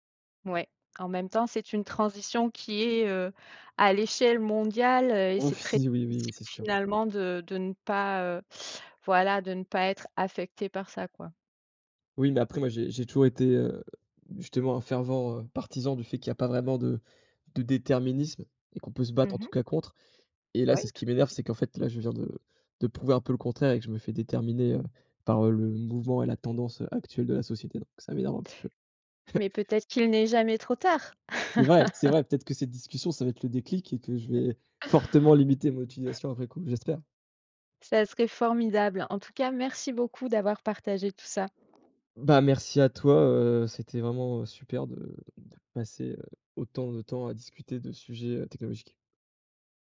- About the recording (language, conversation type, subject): French, podcast, Comment t’organises-tu pour faire une pause numérique ?
- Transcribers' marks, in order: other background noise; chuckle; laugh; tapping; stressed: "fortement"